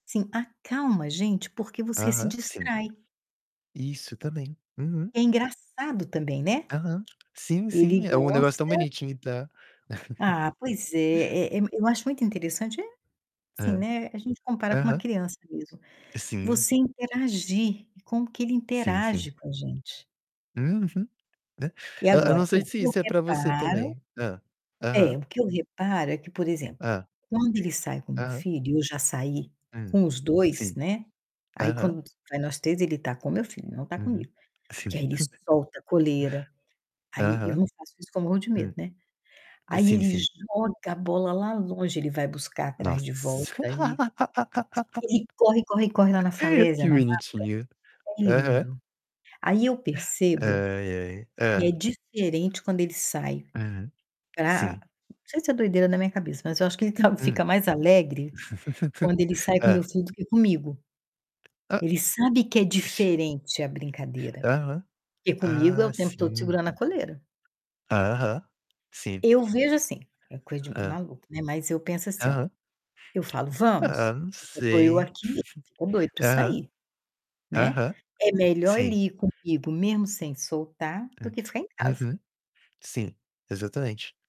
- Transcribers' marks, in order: distorted speech; tapping; static; chuckle; laughing while speaking: "Sim"; chuckle; laugh; laughing while speaking: "tá"; chuckle; chuckle
- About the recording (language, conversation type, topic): Portuguese, unstructured, Quais são os benefícios de brincar com os animais?